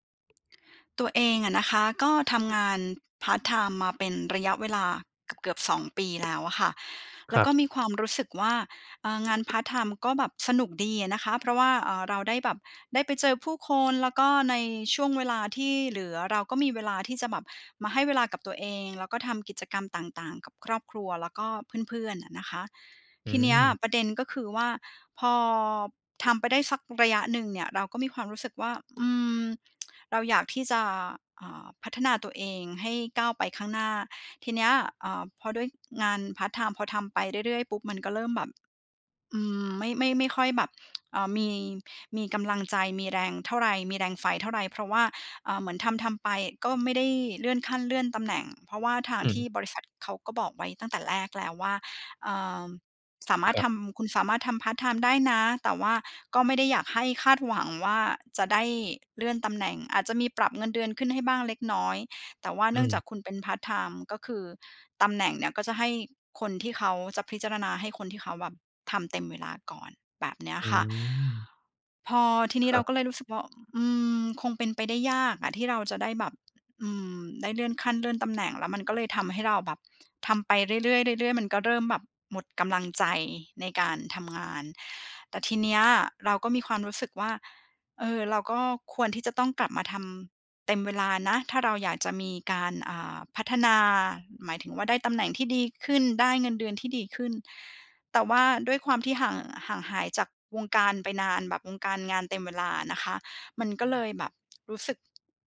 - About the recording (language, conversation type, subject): Thai, advice, หลังจากภาวะหมดไฟ ฉันรู้สึกหมดแรงและกลัวว่าจะกลับไปทำงานเต็มเวลาไม่ได้ ควรทำอย่างไร?
- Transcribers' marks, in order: tapping; tsk; tsk